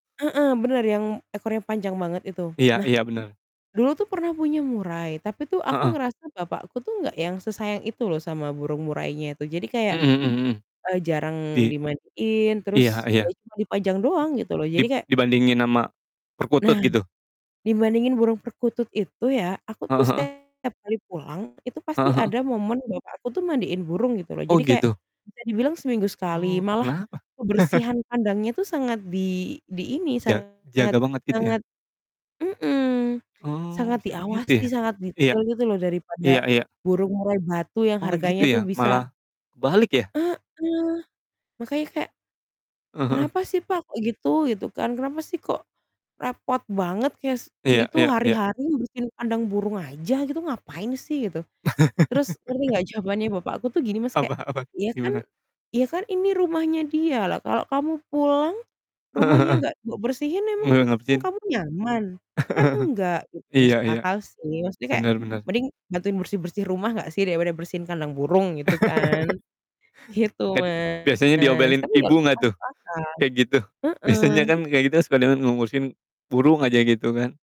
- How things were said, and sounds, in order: static; distorted speech; chuckle; laugh; laughing while speaking: "Apa apa"; chuckle; laugh; "diomelin" said as "diobelin"; laughing while speaking: "Biasanya"
- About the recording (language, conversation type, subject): Indonesian, unstructured, Bagaimana perasaanmu terhadap orang yang meninggalkan hewan peliharaannya di jalan?